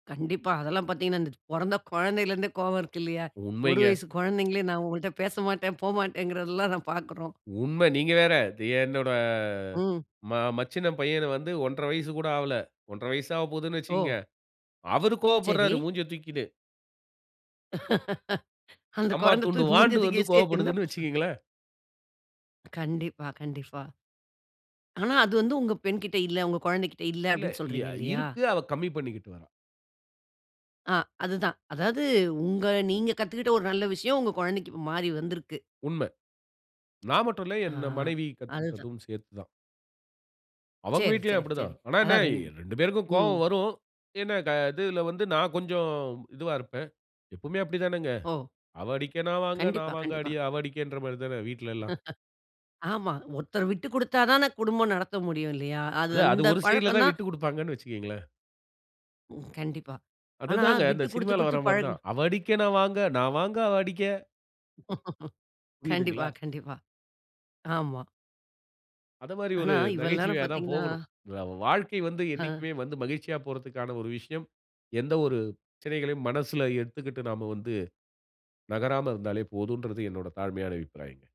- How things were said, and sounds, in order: laughing while speaking: "அந்த கொழந்த தூக்கி மூஞ்சிய தூக்கி வச்சுட்டு என்னப்ப சொ"; "என்" said as "என்ன"; laugh; in English: "சைட்ல"; laugh
- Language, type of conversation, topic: Tamil, podcast, உங்கள் குழந்தைகளுக்குக் குடும்பக் கலாச்சாரத்தை தலைமுறைதோறும் எப்படி கடத்திக் கொடுக்கிறீர்கள்?